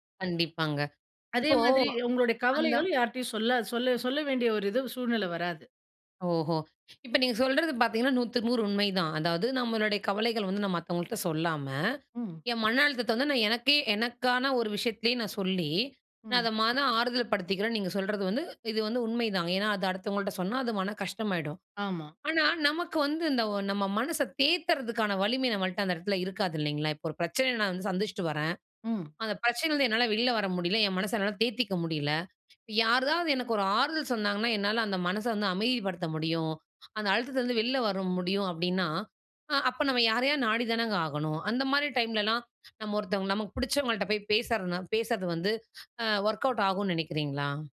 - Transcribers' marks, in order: tapping; inhale; inhale; "யாராவது" said as "யாருதாவது"; inhale; inhale; inhale
- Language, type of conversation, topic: Tamil, podcast, மனதை அமைதியாக வைத்துக் கொள்ள உங்களுக்கு உதவும் பழக்கங்கள் என்ன?